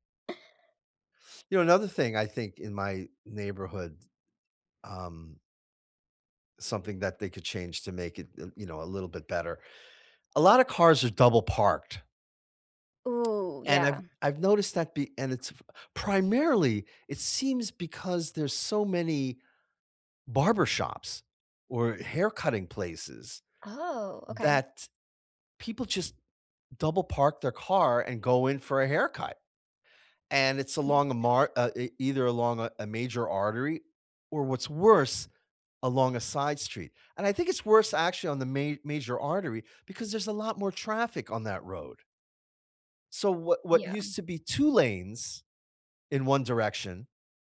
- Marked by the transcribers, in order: chuckle; tapping; other background noise
- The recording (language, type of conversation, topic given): English, unstructured, What changes would improve your local community the most?